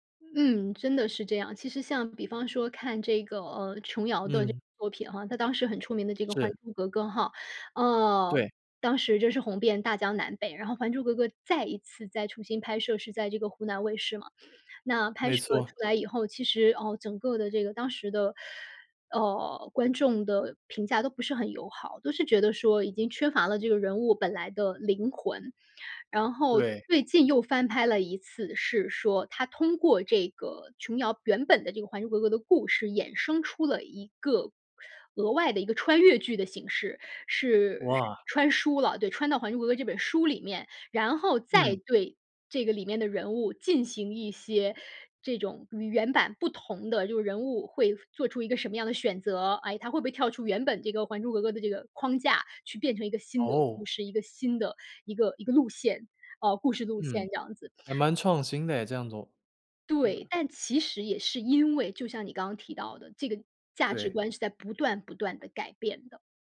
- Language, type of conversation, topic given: Chinese, podcast, 为什么老故事总会被一再翻拍和改编？
- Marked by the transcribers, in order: none